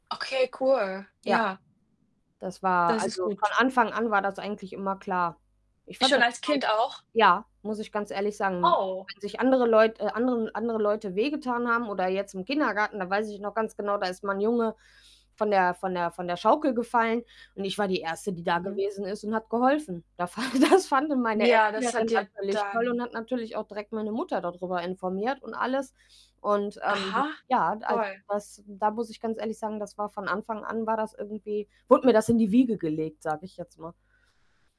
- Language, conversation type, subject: German, unstructured, Wie findest du den Job, den du gerade machst?
- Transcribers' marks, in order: static; distorted speech; laughing while speaking: "fand das"; tapping